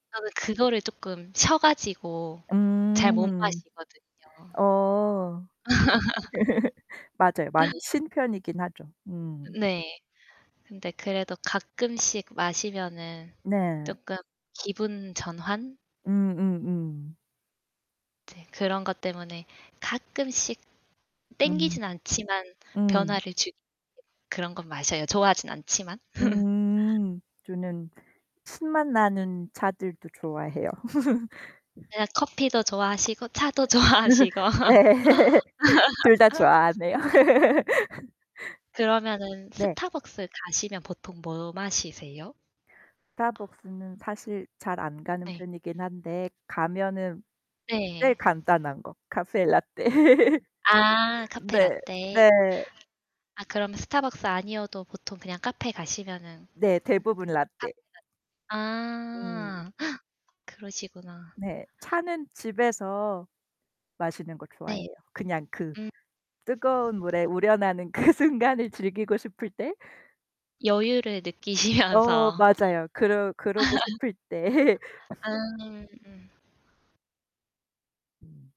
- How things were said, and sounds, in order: static; distorted speech; laugh; laugh; laugh; chuckle; other background noise; laugh; laughing while speaking: "네. 둘 다 좋아하네요"; laughing while speaking: "좋아하시고"; laugh; background speech; laugh; laughing while speaking: "네. 네"; unintelligible speech; gasp; laughing while speaking: "그 순간을 즐기고 싶을 때"; laughing while speaking: "느끼시면서"; laugh; chuckle
- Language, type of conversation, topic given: Korean, unstructured, 커피와 차 중 어떤 음료를 더 선호하시나요?